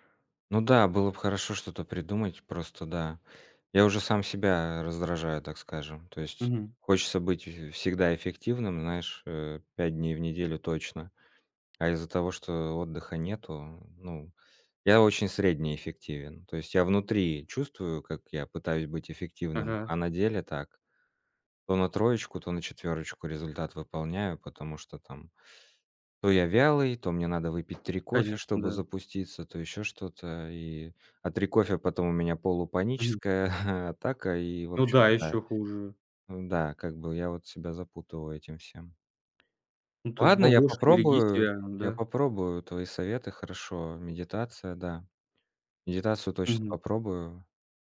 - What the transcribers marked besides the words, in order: tapping; chuckle
- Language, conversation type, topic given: Russian, advice, Как чувство вины во время перерывов мешает вам восстановить концентрацию?